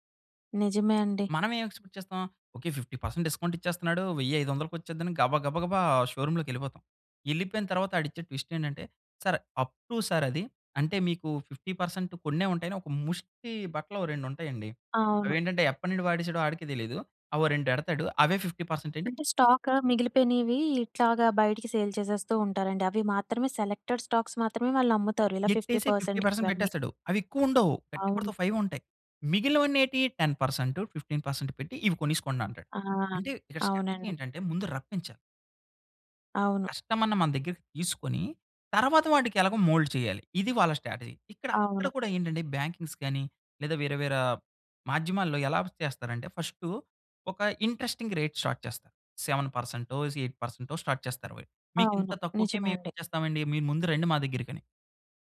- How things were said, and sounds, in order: in English: "ఎక్స్‌పెక్ట్"; in English: "ఫిఫ్టీ పర్సంట్ డిస్కౌంట్"; in English: "షోరూమ్"; in English: "ట్విస్ట్"; in English: "అప్ టూ"; in English: "ఫిఫ్టీ పర్సంట్"; in English: "ఫిఫ్టీ పర్సంట్"; in English: "సేల్"; in English: "సెలెక్టెడ్ స్టాక్స్"; in English: "ఫిఫ్టీ పర్సెంట్‌కి"; in English: "ఫిఫ్టీ పర్సంట్"; in English: "టెన్ పర్సంట్ ఫిఫ్టీన్ పర్సంట్"; in English: "స్ట్రాటజీ"; in English: "కస్టమర్‌ని"; in English: "మోల్డ్"; in English: "స్ట్రాటజీ"; tapping; in English: "బ్యాంకింగ్స్"; in English: "ఇంట్రెస్టింగ్ రేట్ స్టార్ట్"; in English: "సెవెన్ పర్సెంటో"; in English: "ఎయిట్ పర్సెంటో స్టార్ట్"
- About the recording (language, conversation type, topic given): Telugu, podcast, రోజువారీ ఆత్మవిశ్వాసం పెంచే చిన్న అలవాట్లు ఏవి?